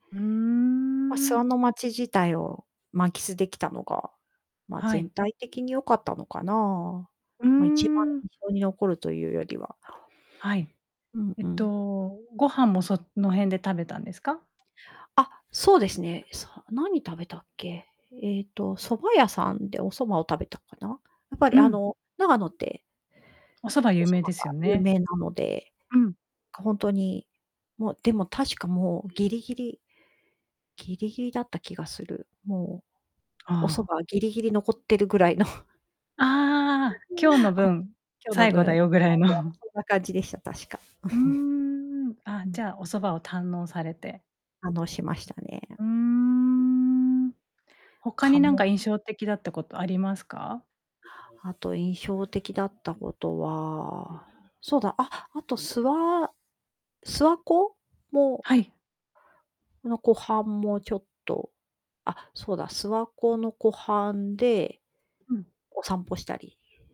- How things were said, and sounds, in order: drawn out: "うーん"; distorted speech; other background noise; tapping; laughing while speaking: "ぐらいの"; chuckle; unintelligible speech; laughing while speaking: "ぐらいの"; chuckle; drawn out: "うーん"
- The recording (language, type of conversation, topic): Japanese, podcast, 一番印象に残っている旅の思い出は何ですか？